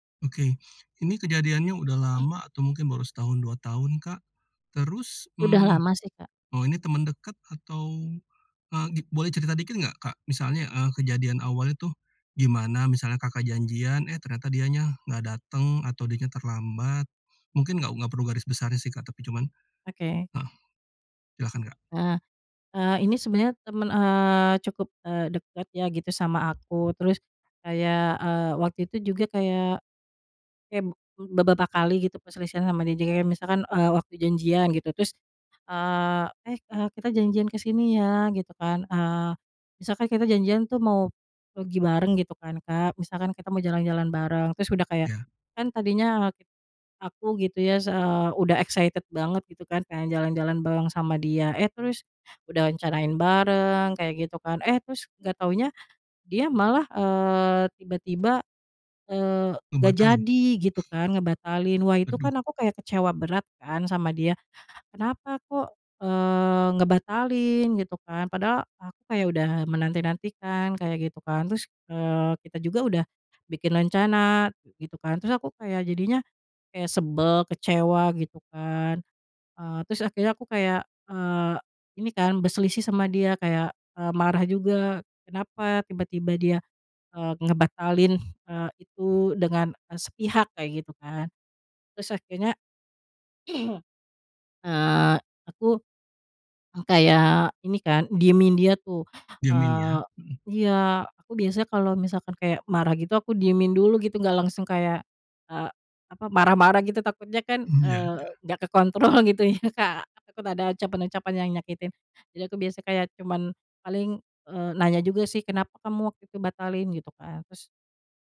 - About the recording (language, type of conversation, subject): Indonesian, podcast, Bagaimana kamu membangun kembali kepercayaan setelah terjadi perselisihan?
- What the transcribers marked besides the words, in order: in English: "excited"; throat clearing